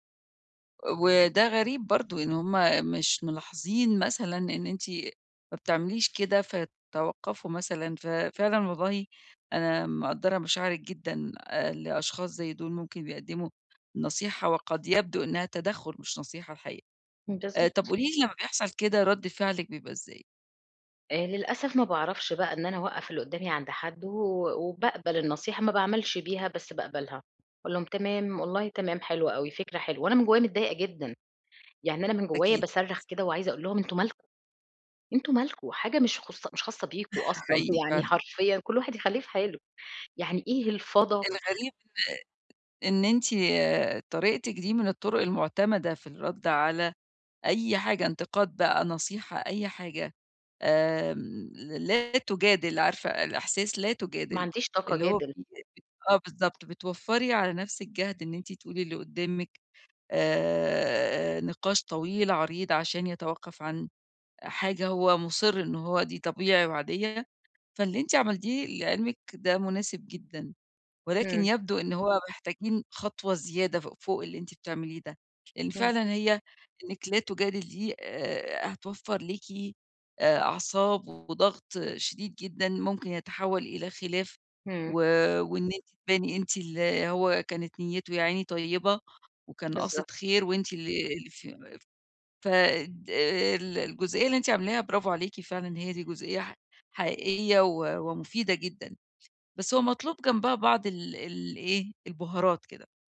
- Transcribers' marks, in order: other background noise; horn; tapping; other noise; laughing while speaking: "يعني"; unintelligible speech
- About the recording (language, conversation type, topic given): Arabic, advice, إزاي أحط حدود بذوق لما حد يديني نصايح من غير ما أطلب؟